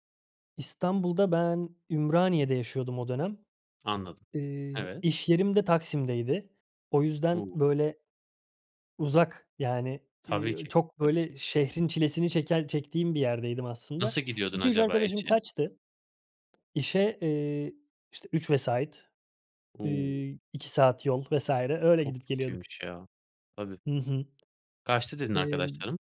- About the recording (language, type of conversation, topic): Turkish, podcast, Taşınmamın ya da memleket değiştirmemin seni nasıl etkilediğini anlatır mısın?
- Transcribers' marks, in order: unintelligible speech; other background noise